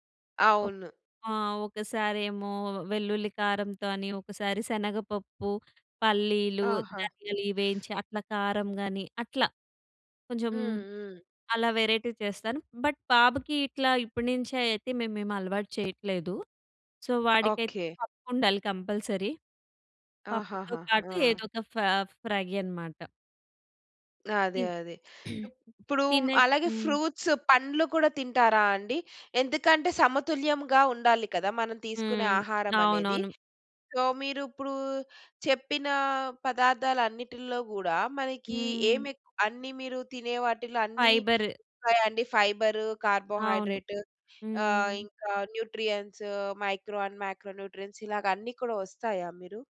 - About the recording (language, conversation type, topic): Telugu, podcast, బడ్జెట్‌లో ఆరోగ్యకరంగా తినడానికి మీ సూచనలు ఏమిటి?
- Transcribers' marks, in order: in English: "వెరైటీ"; in English: "బట్"; in English: "సొ"; in English: "కంపల్సరీ"; in English: "ఫా ఫ్రై"; other background noise; throat clearing; in English: "ఫ్రూట్స్"; in English: "సో"; in English: "ఫైబర్"; in English: "కార్బోహైడ్రేట్"; in English: "న్యూట్రియెంట్స్, మైక్రో అండ్ మాక్రో న్యూట్రియెంట్స్"